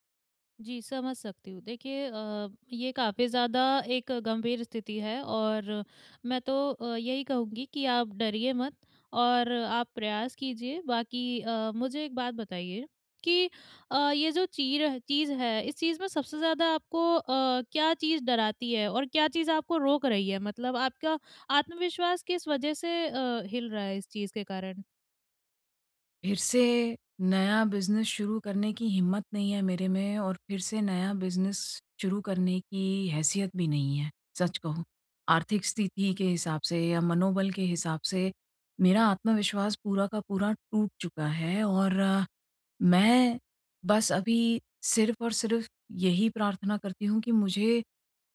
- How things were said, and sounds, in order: tapping; in English: "बिज़नेस"; in English: "बिज़नेस"
- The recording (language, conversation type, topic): Hindi, advice, नुकसान के बाद मैं अपना आत्मविश्वास फिर से कैसे पा सकता/सकती हूँ?